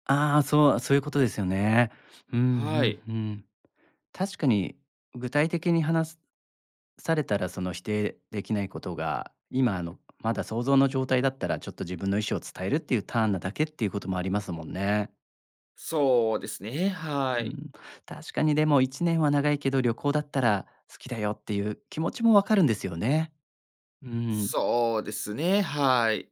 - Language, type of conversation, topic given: Japanese, advice, 結婚や将来についての価値観が合わないと感じるのはなぜですか？
- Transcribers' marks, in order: none